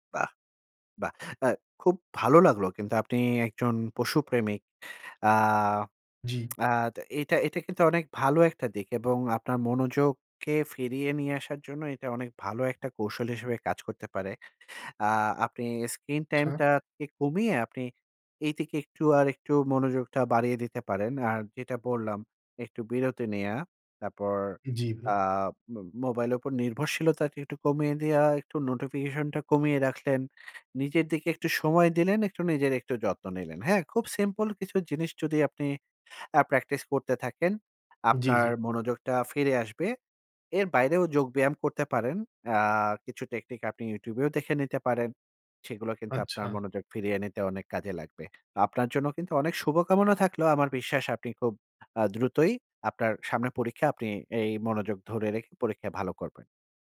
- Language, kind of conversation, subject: Bengali, advice, বর্তমান মুহূর্তে মনোযোগ ধরে রাখতে আপনার মন বারবার কেন বিচলিত হয়?
- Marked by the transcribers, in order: in English: "স্ক্রিন-টাইম"; "আচ্ছা" said as "চ্ছা"; trusting: "আপনার মনোযোগটা ফিরে আসবে"